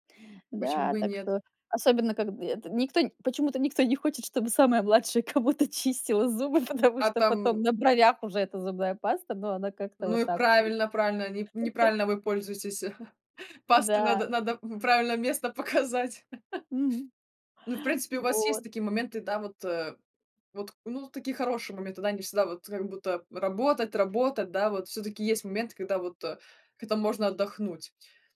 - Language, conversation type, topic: Russian, podcast, Какой у тебя подход к хорошему ночному сну?
- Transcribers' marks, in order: laughing while speaking: "не хочет"; laughing while speaking: "кому-то"; laughing while speaking: "потому"; tapping; chuckle; laughing while speaking: "показать"; chuckle